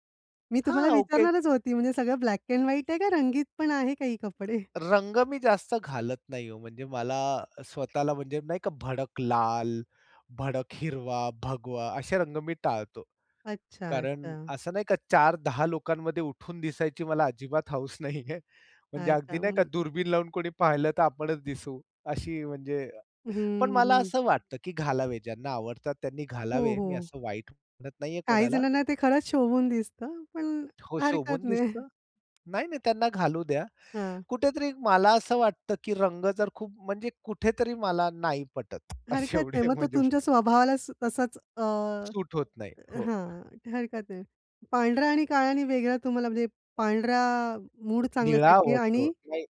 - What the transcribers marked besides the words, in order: in English: "ब्लॅक अँड व्हाईट"; other background noise; tapping; chuckle; chuckle; other noise; laughing while speaking: "नाही"; laughing while speaking: "असे एवढे म्हणजे"
- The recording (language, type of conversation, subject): Marathi, podcast, वाईट दिवशी कपड्यांनी कशी मदत केली?